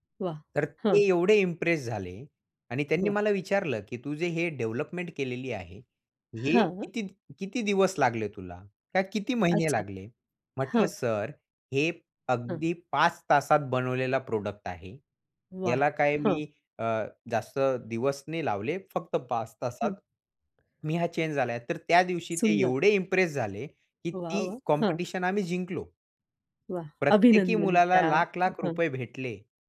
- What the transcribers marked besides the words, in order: other background noise; in English: "प्रॉडक्ट"; tapping
- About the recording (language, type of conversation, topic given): Marathi, podcast, निर्णय घेताना तुम्ही अडकता का?